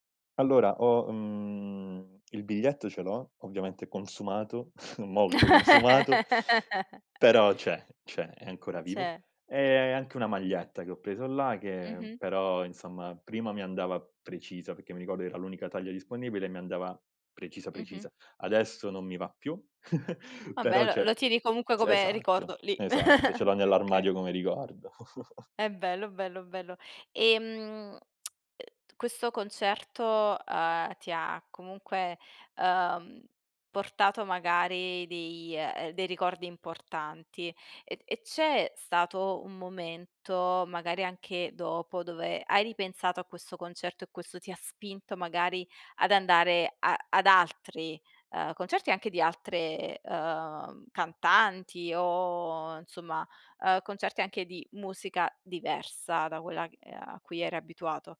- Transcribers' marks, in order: chuckle; laugh; teeth sucking; chuckle; chuckle; other background noise; tsk
- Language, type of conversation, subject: Italian, podcast, Qual è un concerto che ti ha segnato e perché?